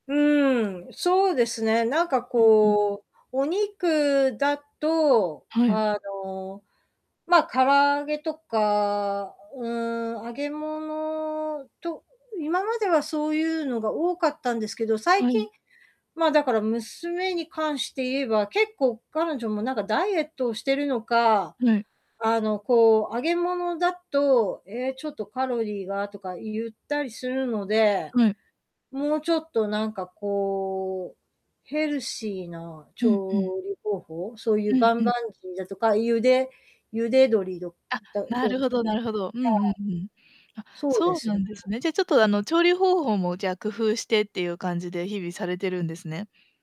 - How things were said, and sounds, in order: static; distorted speech
- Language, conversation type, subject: Japanese, advice, 新しい健康習慣を家族に理解してもらえないのですが、どう説明すればいいですか？